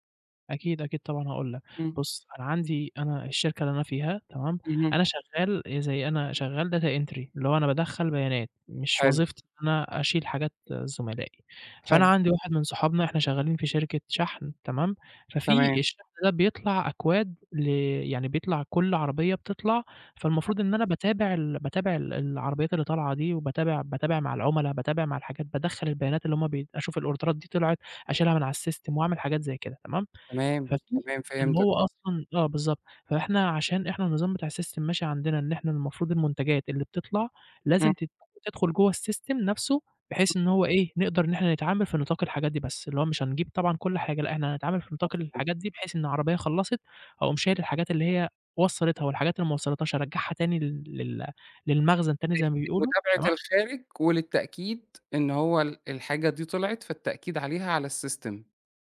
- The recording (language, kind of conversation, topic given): Arabic, advice, إزاي أقدر أقول لا لزمايلي من غير ما أحس بالذنب؟
- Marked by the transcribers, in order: in English: "data entry"; in English: "الأوردرات"; in English: "الsystem"; tapping; in English: "الsystem"; in English: "الsystem"; in English: "الsystem"